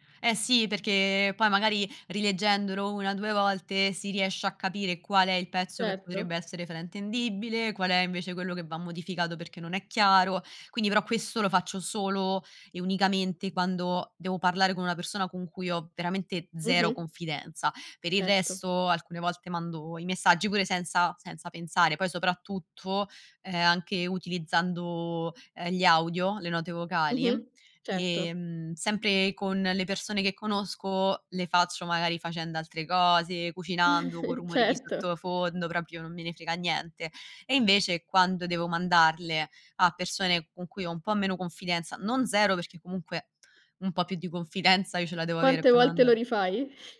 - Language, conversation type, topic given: Italian, podcast, Come affronti fraintendimenti nati dai messaggi scritti?
- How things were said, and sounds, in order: chuckle